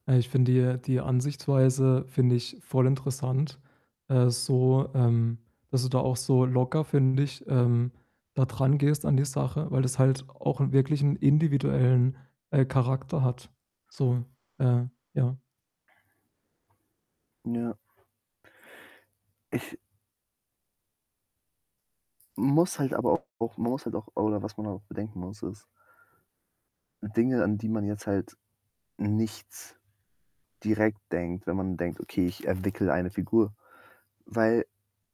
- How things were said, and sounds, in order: other background noise; static; distorted speech
- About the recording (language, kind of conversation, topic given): German, podcast, Wie entwickelst du eine Figur, die sich wirklich lebendig und glaubwürdig anfühlt?